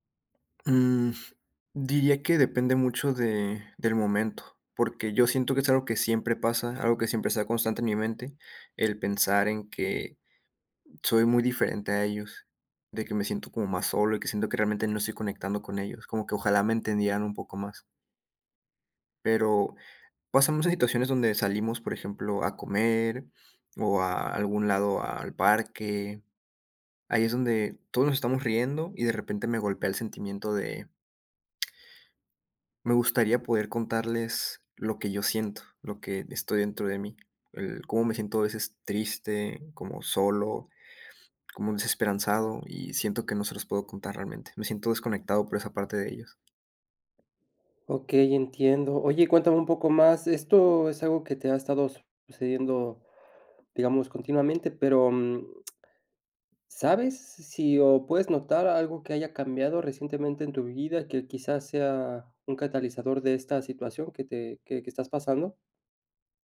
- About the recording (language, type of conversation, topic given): Spanish, advice, ¿Por qué me siento emocionalmente desconectado de mis amigos y mi familia?
- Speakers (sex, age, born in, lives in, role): male, 20-24, Mexico, Mexico, user; male, 30-34, Mexico, France, advisor
- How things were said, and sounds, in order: tapping; other background noise